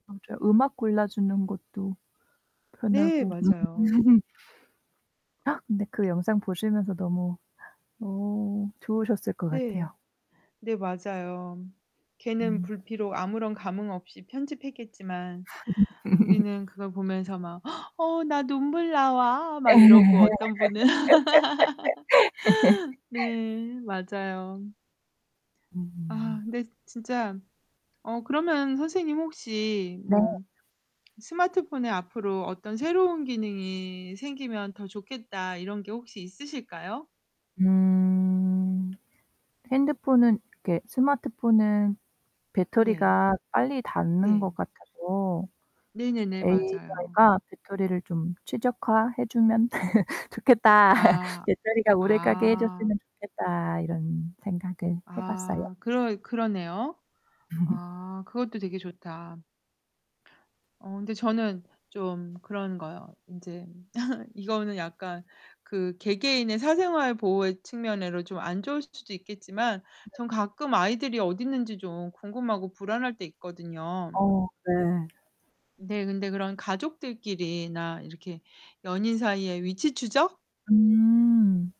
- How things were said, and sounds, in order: static; laugh; other background noise; gasp; laugh; put-on voice: "어 나 눈물 나와"; distorted speech; laughing while speaking: "예"; laugh; laugh; laughing while speaking: "좋겠다"; laugh; laugh
- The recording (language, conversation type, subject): Korean, unstructured, 요즘 가장 좋아하는 스마트폰 기능은 무엇인가요?